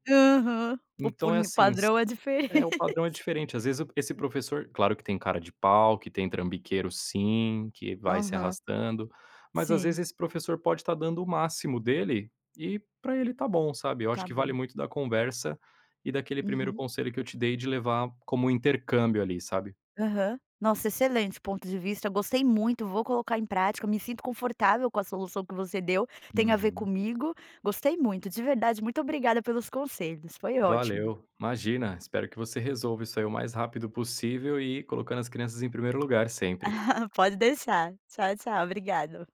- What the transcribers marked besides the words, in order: tapping; laughing while speaking: "diferente"; other background noise; chuckle
- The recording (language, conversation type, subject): Portuguese, advice, Como posso negociar uma divisão mais justa de tarefas com um colega de equipe?